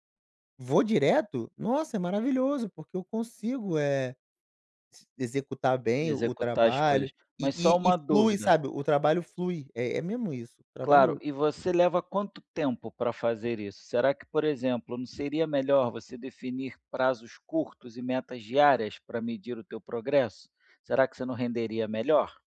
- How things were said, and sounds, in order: none
- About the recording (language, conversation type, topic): Portuguese, advice, Como você descreveria sua procrastinação constante em tarefas importantes?